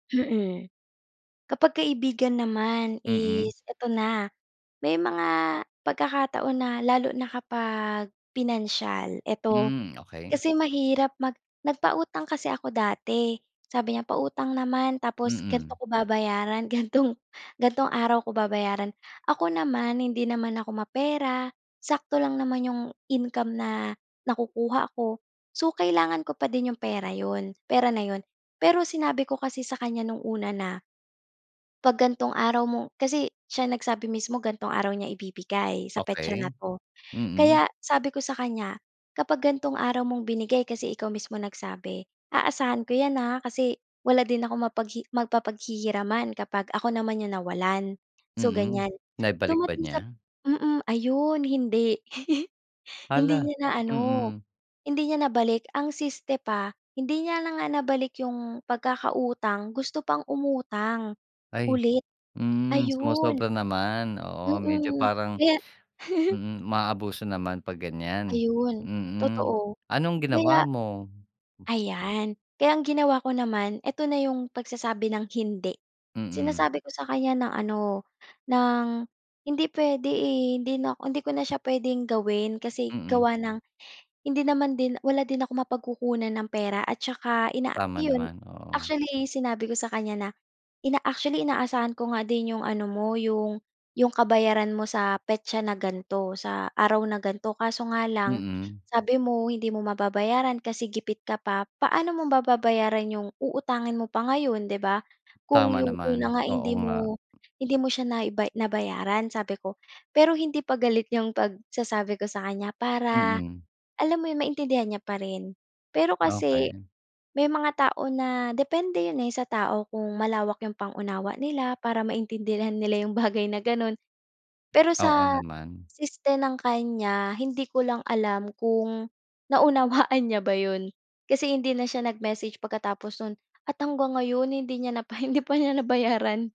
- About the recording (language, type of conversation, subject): Filipino, podcast, Paano ka tumatanggi nang hindi nakakasakit?
- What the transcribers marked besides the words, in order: other background noise; tapping; laughing while speaking: "Gantong"; chuckle; chuckle; other animal sound; fan; laughing while speaking: "naunawaan niya ba 'yon"; laughing while speaking: "na pa hindi pa niya nabayaran"